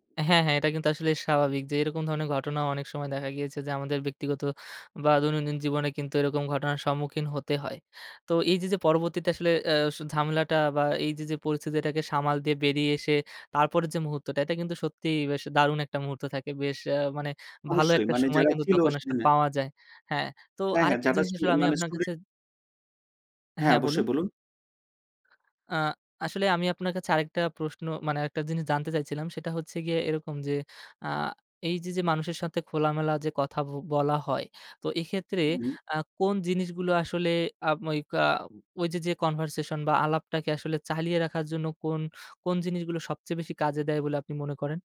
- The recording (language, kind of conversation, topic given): Bengali, podcast, নতুন মানুষের সঙ্গে আপনি কীভাবে স্বচ্ছন্দে কথোপকথন শুরু করেন?
- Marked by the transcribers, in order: none